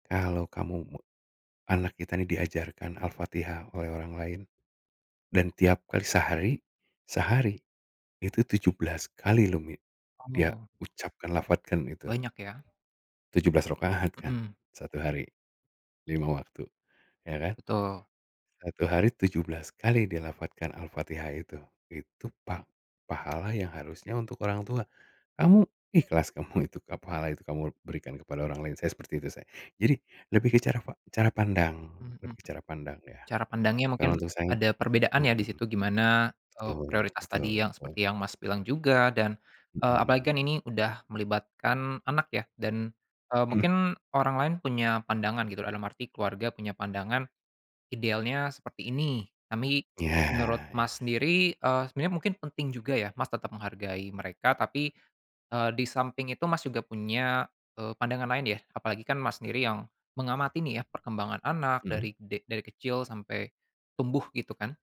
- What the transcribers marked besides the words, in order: other background noise; tapping
- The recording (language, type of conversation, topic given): Indonesian, podcast, Menurutmu, kapan kita perlu menetapkan batasan dengan keluarga?